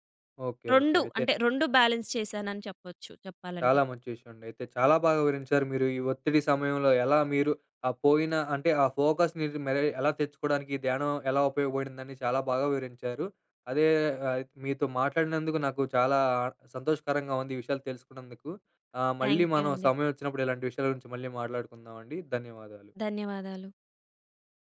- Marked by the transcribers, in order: in English: "బాలన్స్"; in English: "ఫోకస్‌ని"; in English: "థాంక్ యూ"
- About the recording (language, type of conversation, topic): Telugu, podcast, ఒత్తిడి సమయంలో ధ్యానం మీకు ఎలా సహాయపడింది?